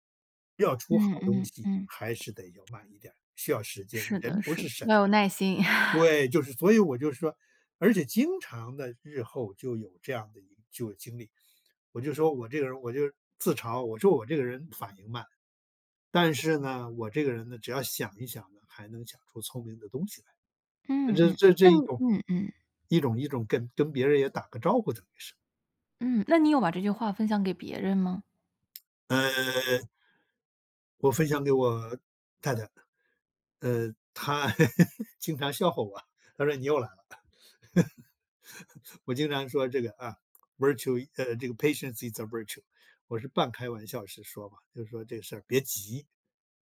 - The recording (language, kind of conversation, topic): Chinese, podcast, 有没有哪个陌生人说过的一句话，让你记了一辈子？
- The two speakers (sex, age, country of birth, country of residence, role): female, 30-34, China, United States, host; male, 70-74, China, United States, guest
- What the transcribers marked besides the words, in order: tapping; chuckle; other background noise; laugh; laughing while speaking: "经常笑话我"; cough; laugh; in English: "Virtue"; in English: "Patience is a virtue"